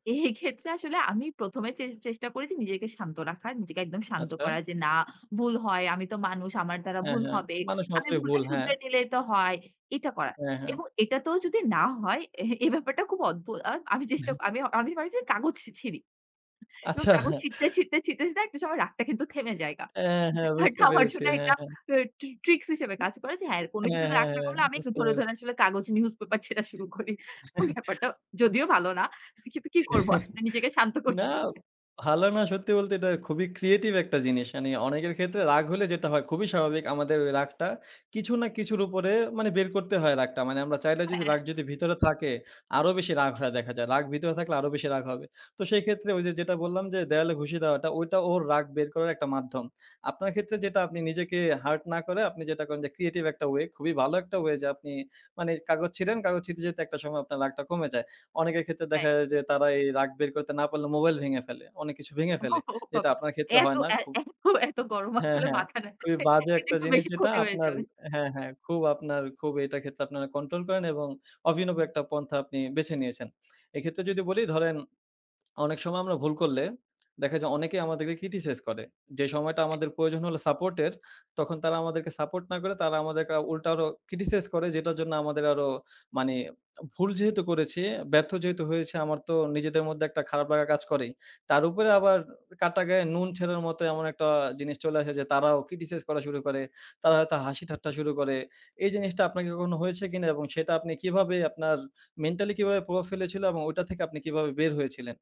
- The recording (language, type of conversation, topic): Bengali, podcast, আপনার কি কখনও এমন অভিজ্ঞতা হয়েছে, যখন আপনি নিজেকে ক্ষমা করতে পেরেছেন?
- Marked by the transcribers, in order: laughing while speaking: "এই ক্ষেত্রে"; laughing while speaking: "এ এই ব্যাপারটা"; chuckle; laughing while speaking: "আচ্ছা"; other background noise; laughing while speaking: "ব্যাপারটা আমার জন্য"; laughing while speaking: "শুরু করি। ব্যাপারটা"; chuckle; chuckle; tapping; unintelligible speech; laughing while speaking: "ও বাবা! এত, এত, এত … ক্ষতি হয়ে যাবে"; "ছিটানোর" said as "ছেনের"